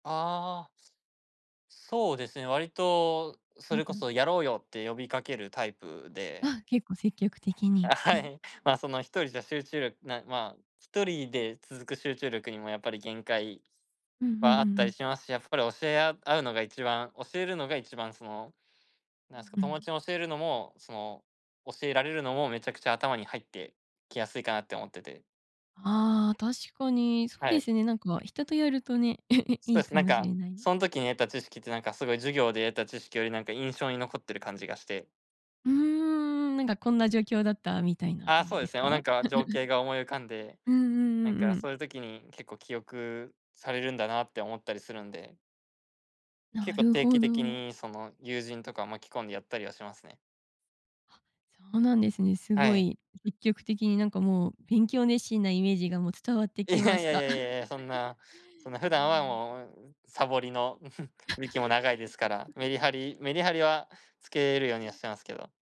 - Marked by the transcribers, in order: laughing while speaking: "あ、はい"; laugh; laugh; laugh; laugh; chuckle
- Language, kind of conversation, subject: Japanese, podcast, 勉強のモチベーションをどうやって保っていますか？